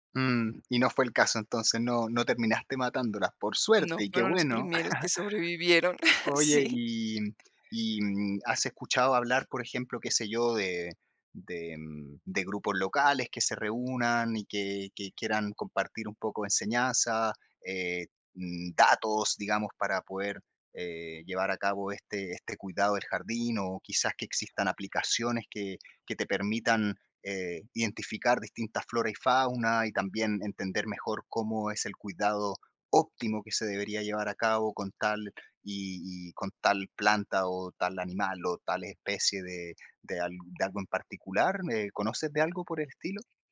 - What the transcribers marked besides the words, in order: chuckle; tapping; other background noise
- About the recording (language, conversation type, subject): Spanish, podcast, ¿Cómo cuidarías un jardín para atraer más vida silvestre?